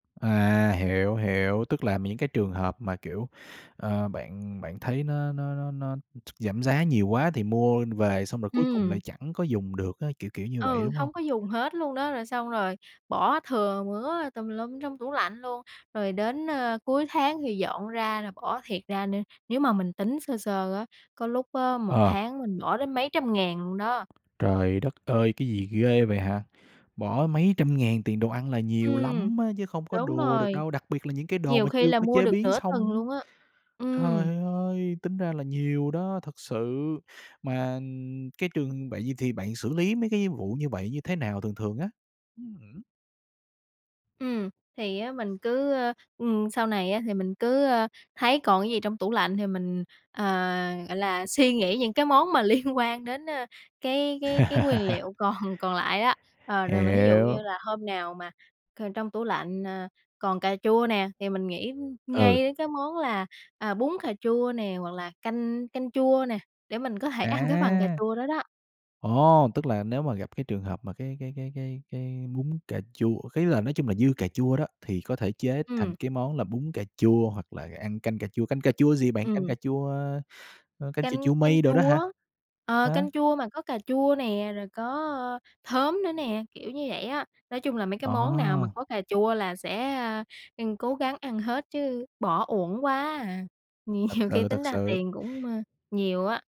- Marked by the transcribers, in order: tapping; other noise; other background noise; unintelligible speech; laughing while speaking: "liên"; laugh; laughing while speaking: "còn"; "khóm" said as "thớm"; laughing while speaking: "Nhiều"
- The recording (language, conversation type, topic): Vietnamese, podcast, Bạn có cách nào để giảm lãng phí thực phẩm hằng ngày không?